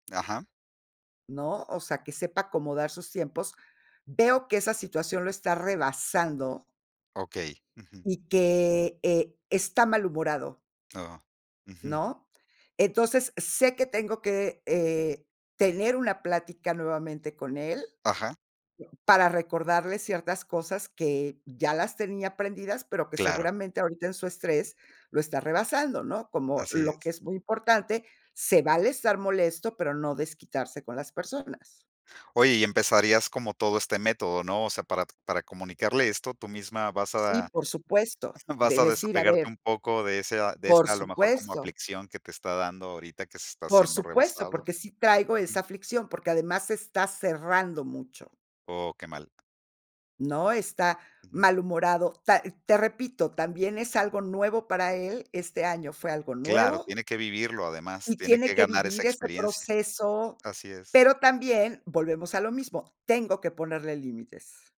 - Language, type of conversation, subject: Spanish, podcast, ¿Qué consejos darías para mejorar la comunicación familiar?
- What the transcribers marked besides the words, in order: chuckle